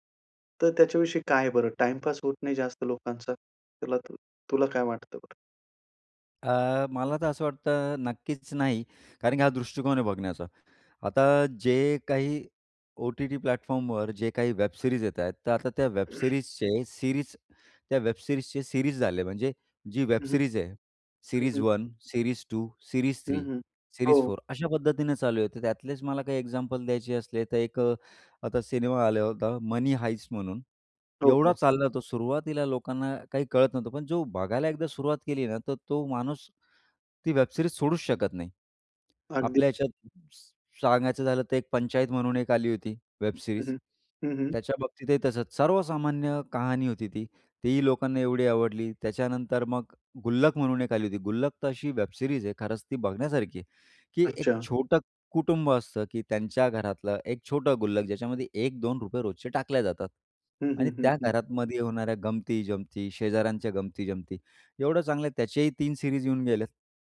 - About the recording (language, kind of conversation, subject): Marathi, podcast, स्ट्रीमिंगमुळे सिनेमा पाहण्याचा अनुभव कसा बदलला आहे?
- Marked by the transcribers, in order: in English: "प्लॅटफॉर्मवर"; in English: "वेब सिरीज"; in English: "वेब सिरीजचे सिरीज"; throat clearing; in English: "वेब सिरीजचे सिरीज"; in English: "वेब सिरीज"; in English: "सिरीज वन, सिरीज टू, सिरीज थ्री, सिरीज फोर"; in English: "वेब सिरीज"; other noise; in English: "वेब सिरीज"; in English: "वेब सिरीज"; "घरामध्ये" said as "घरातमध्ये"; in English: "सिरीज"